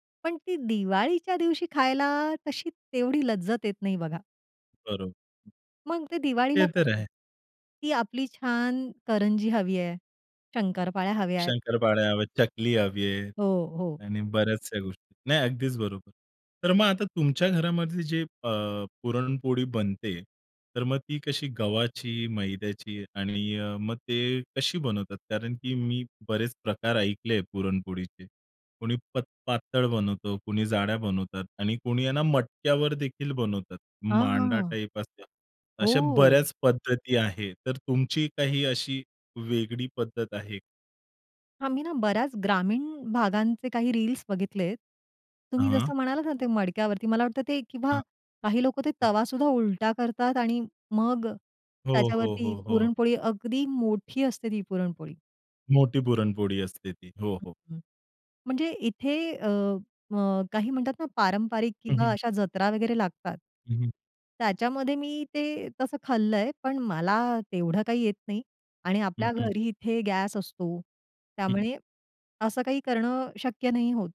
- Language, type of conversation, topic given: Marathi, podcast, तुमच्या घरच्या खास पारंपरिक जेवणाबद्दल तुम्हाला काय आठवतं?
- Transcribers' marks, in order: other noise; other background noise; tapping